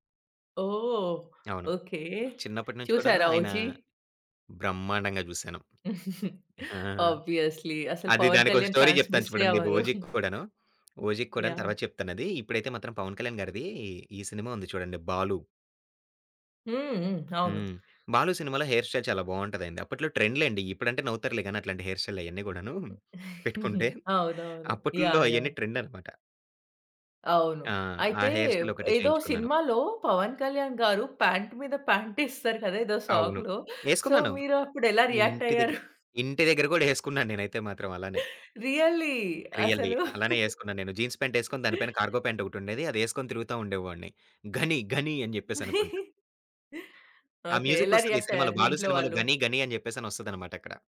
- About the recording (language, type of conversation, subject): Telugu, podcast, మీరు సినిమా హీరోల స్టైల్‌ను అనుసరిస్తున్నారా?
- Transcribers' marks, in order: chuckle; in English: "ఆబ్వియస్‌లీ"; in English: "స్టోరీ"; in English: "ఫాన్స్"; other background noise; chuckle; in English: "హెయిర్ స్టైల్"; in English: "ట్రెండ్"; in English: "హెయిర్ స్టైల్"; giggle; in English: "ట్రెండ్"; in English: "హెయిర్ స్టైల్"; in English: "పాంట్"; in English: "పాంట్"; in English: "సాంగ్‌లో సో"; in English: "రియాక్ట్"; giggle; chuckle; in English: "రియల్లీ"; in English: "రియల్లీ"; chuckle; in English: "జీన్స్ పాంట్"; in English: "కార్‌గో పాంట్"; chuckle; in English: "రియాక్ట్"; in English: "మ్యూజిక్"